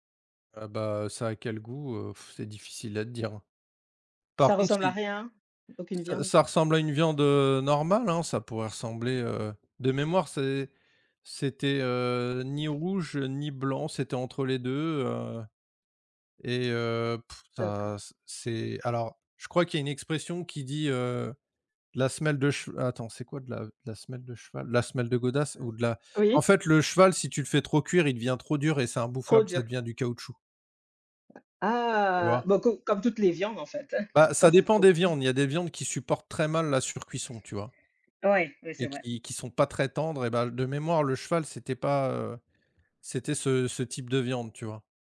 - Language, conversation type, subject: French, unstructured, As-tu une anecdote drôle liée à un repas ?
- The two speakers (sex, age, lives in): female, 35-39, Spain; male, 45-49, France
- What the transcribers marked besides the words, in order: blowing; other background noise; tapping